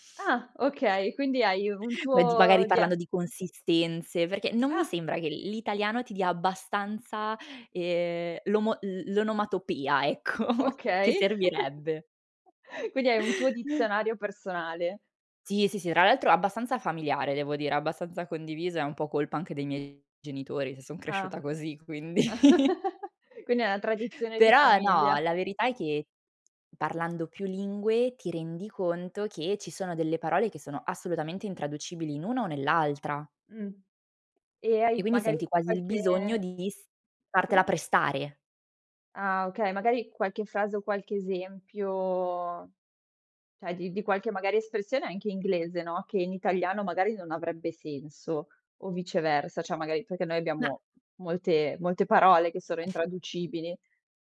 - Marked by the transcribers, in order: chuckle; laughing while speaking: "Ecco"; chuckle; chuckle; chuckle; laughing while speaking: "quindi"; "cioè" said as "ceh"; "cioè" said as "ceh"; sneeze
- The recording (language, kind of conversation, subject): Italian, podcast, Ti va di parlare del dialetto o della lingua che parli a casa?